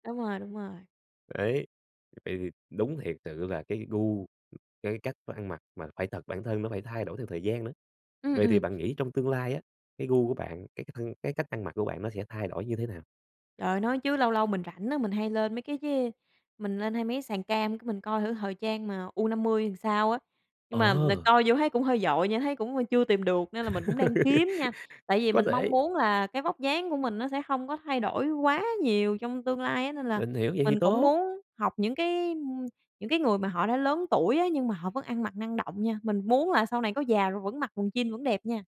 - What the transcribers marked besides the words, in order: tapping; other background noise; laugh
- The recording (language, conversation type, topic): Vietnamese, podcast, Khi nào bạn cảm thấy mình ăn mặc đúng với con người mình nhất?